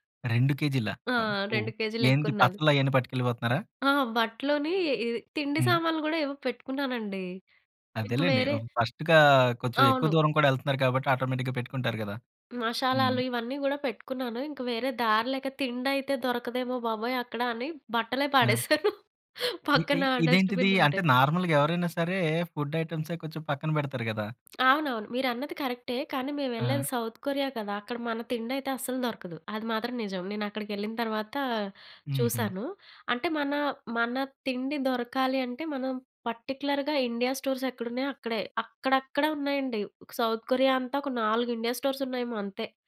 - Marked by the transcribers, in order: in English: "ఫస్ట్‌గా"; in English: "ఆటోమేటిక్‌గా"; laughing while speaking: "పడేశాను, పక్కన డస్ట్‌బిన్నుంటే"; in English: "నార్మల్‌గా"; other background noise; in English: "ఫుడ్"; tapping; in English: "కరక్టే"; in English: "పార్టిక్యులర్‌గా"
- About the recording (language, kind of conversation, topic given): Telugu, podcast, నువ్వు ఒంటరిగా చేసిన మొదటి ప్రయాణం గురించి చెప్పగలవా?